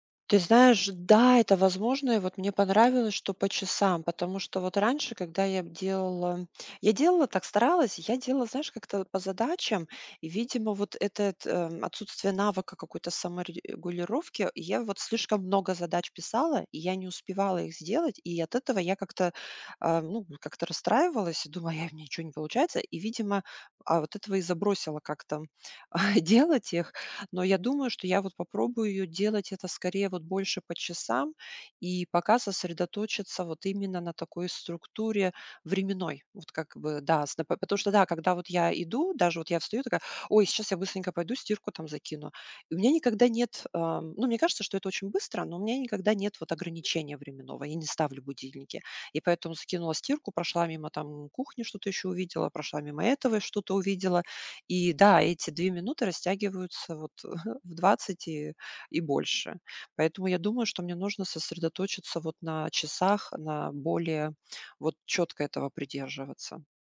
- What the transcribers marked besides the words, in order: chuckle
- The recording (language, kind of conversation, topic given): Russian, advice, Почему мне не удаётся придерживаться утренней или рабочей рутины?